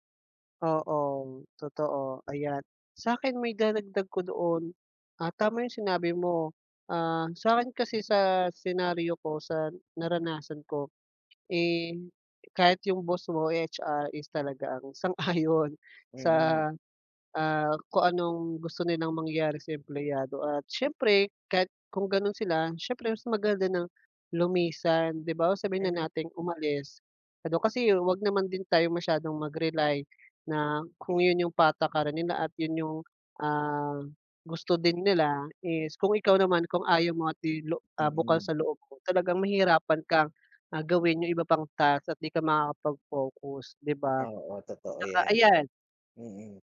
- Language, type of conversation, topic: Filipino, unstructured, Ano ang ginagawa mo kapag pakiramdam mo ay sinasamantala ka sa trabaho?
- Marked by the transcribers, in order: tapping; other background noise